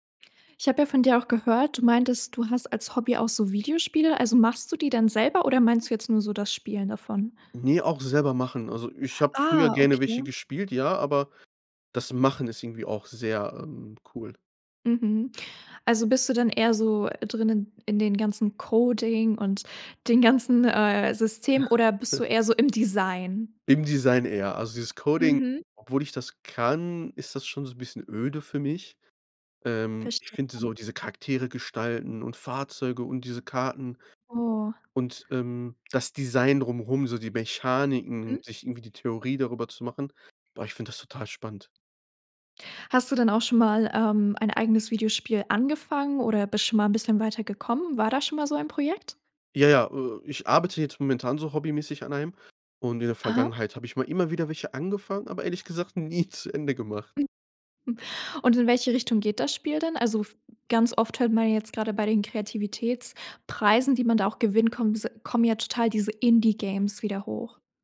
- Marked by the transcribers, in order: chuckle; "drumherum" said as "drumrum"; laughing while speaking: "nie"; chuckle
- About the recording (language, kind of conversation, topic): German, podcast, Wie bewahrst du dir langfristig die Freude am kreativen Schaffen?
- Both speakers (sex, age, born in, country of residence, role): female, 18-19, Germany, Germany, host; male, 25-29, Germany, Germany, guest